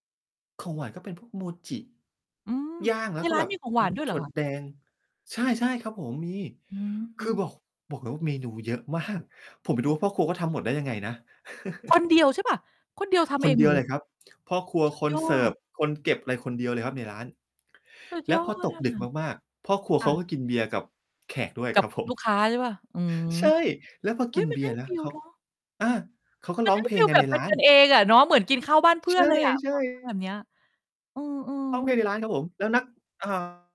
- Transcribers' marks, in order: distorted speech; tapping; mechanical hum; static; chuckle; chuckle
- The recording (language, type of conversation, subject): Thai, podcast, คุณเคยค้นพบอะไรโดยบังเอิญระหว่างท่องเที่ยวบ้าง?